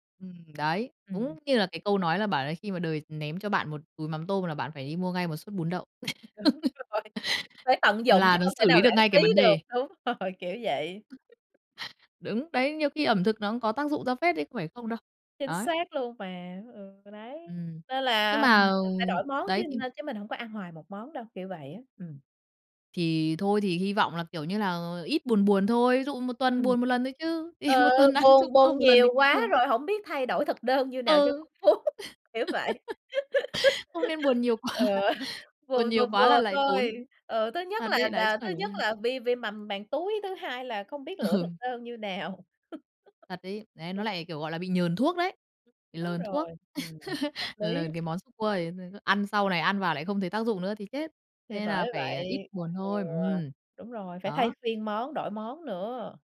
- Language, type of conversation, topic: Vietnamese, podcast, Món ăn nào làm bạn thấy ấm lòng khi buồn?
- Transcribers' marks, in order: other background noise; laughing while speaking: "Đúng rồi"; laugh; laughing while speaking: "đúng rồi"; tapping; laughing while speaking: "thì một tuần ăn trừ cơm"; laugh; laughing while speaking: "phú"; laughing while speaking: "quá"; laugh; laughing while speaking: "Ừ"; laughing while speaking: "Ừ"; laugh; laugh